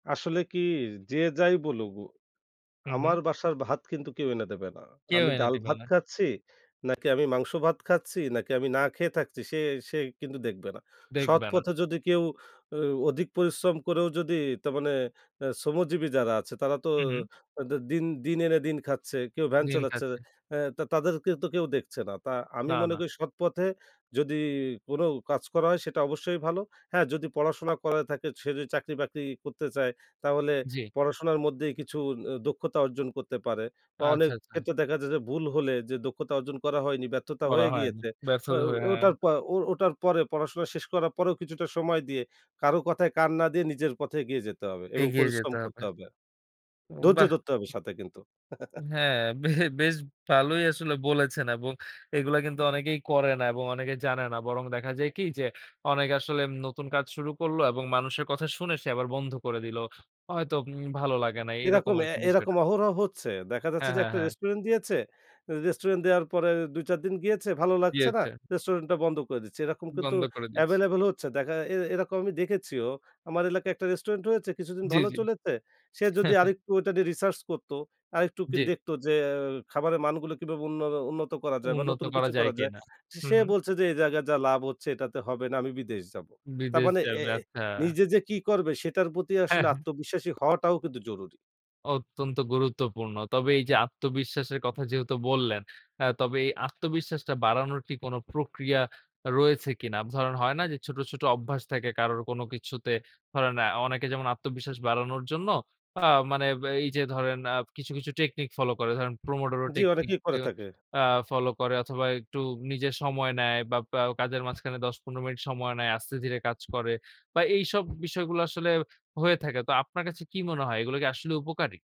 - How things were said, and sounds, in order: tapping; chuckle; laughing while speaking: "বে"; other background noise; "প্রায়" said as "প্রাও"
- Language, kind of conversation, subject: Bengali, podcast, নতুন করে কিছু শুরু করতে চাইলে, শুরুতে আপনি কী পরামর্শ দেবেন?